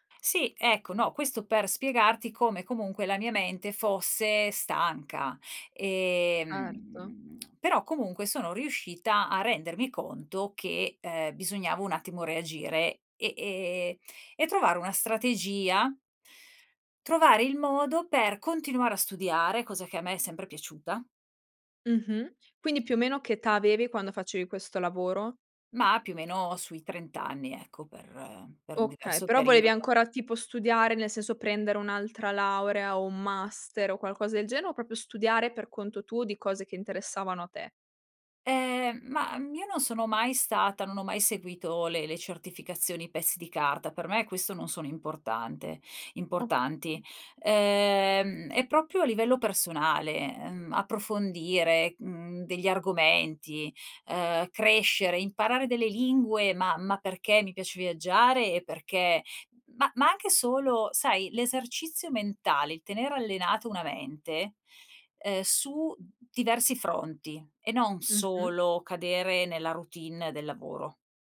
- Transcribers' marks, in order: lip smack; "proprio" said as "propio"; "proprio" said as "propio"
- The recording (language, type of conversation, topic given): Italian, podcast, Come riuscivi a trovare il tempo per imparare, nonostante il lavoro o la scuola?